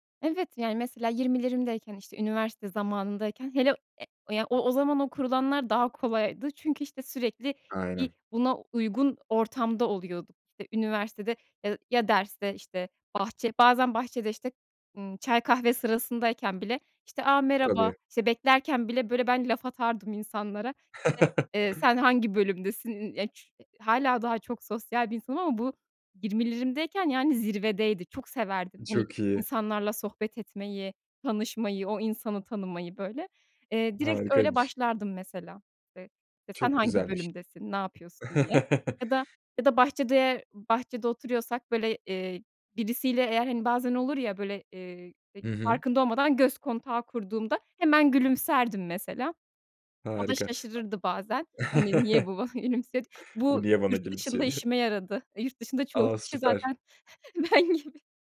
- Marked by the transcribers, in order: chuckle; unintelligible speech; chuckle; chuckle; laughing while speaking: "gülümsedi?"; laughing while speaking: "ben gibi"
- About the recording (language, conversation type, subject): Turkish, podcast, İnsanlarla bağ kurmak için hangi adımları önerirsin?